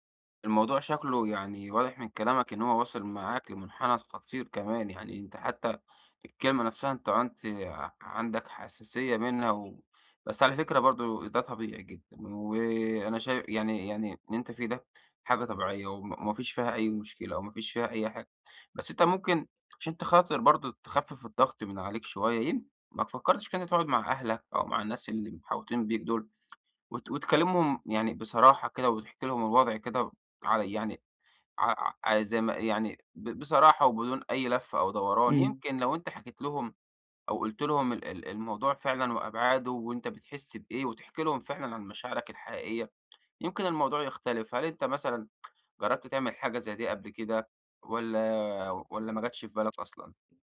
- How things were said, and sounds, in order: tapping
- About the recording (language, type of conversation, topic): Arabic, advice, إزاي أتعامل مع ضغط النجاح وتوقّعات الناس اللي حواليّا؟